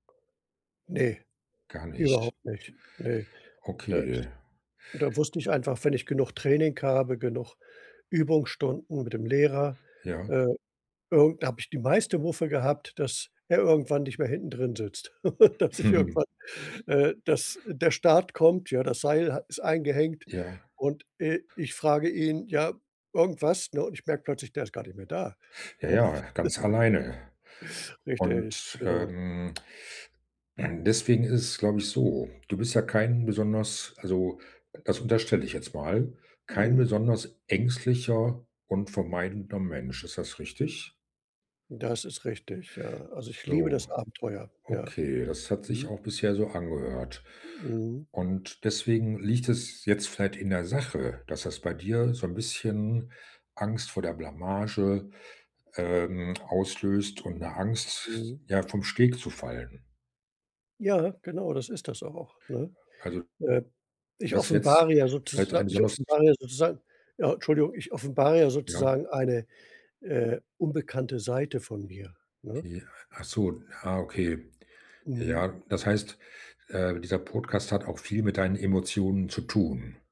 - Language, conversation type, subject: German, advice, Wie äußert sich deine Angst vor Blamage, wenn du neue Dinge ausprobierst?
- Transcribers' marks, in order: other background noise; tapping; chuckle; chuckle; throat clearing; "besonders" said as "sonners"